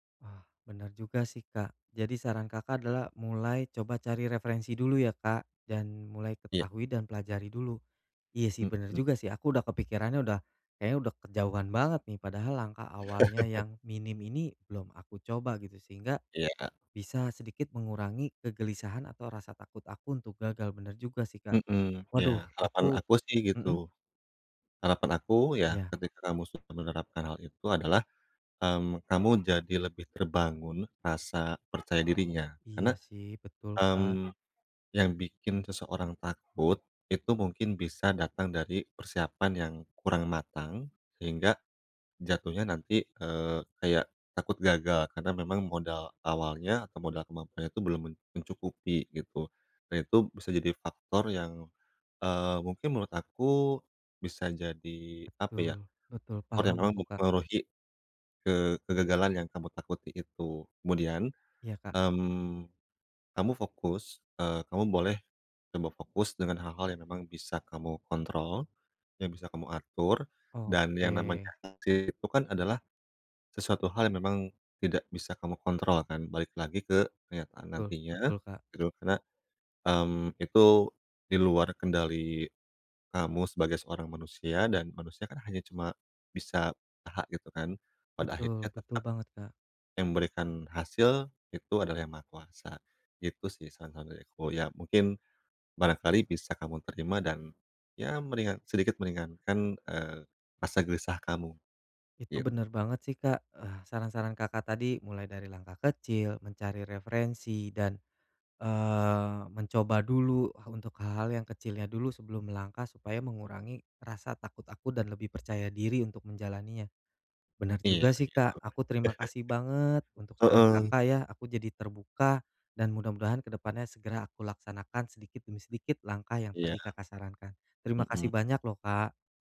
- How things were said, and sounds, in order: laugh; other animal sound; tapping; stressed: "banget"; chuckle
- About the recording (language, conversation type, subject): Indonesian, advice, Bagaimana cara mengurangi rasa takut gagal dalam hidup sehari-hari?